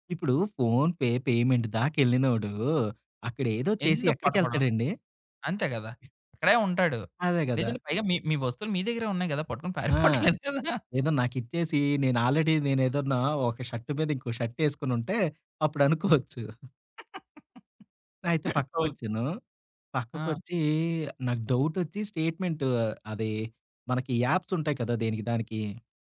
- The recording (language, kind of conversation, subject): Telugu, podcast, పేపర్లు, బిల్లులు, రశీదులను మీరు ఎలా క్రమబద్ధం చేస్తారు?
- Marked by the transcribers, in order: in English: "ఫోన్ పే పేమెంట్"; other background noise; laughing while speaking: "పారిపోవట్లేదు కదా!"; in English: "ఆల్రెడీ"; giggle; laughing while speaking: "ఓకే"